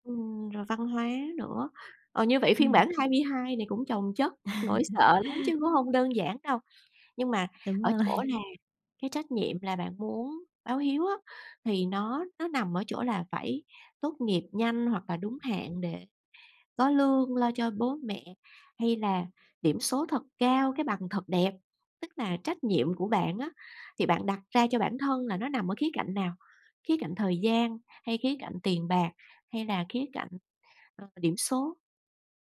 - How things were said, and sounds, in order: laugh; tapping; laughing while speaking: "rồi"
- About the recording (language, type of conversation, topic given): Vietnamese, podcast, Bạn đối diện với nỗi sợ thay đổi như thế nào?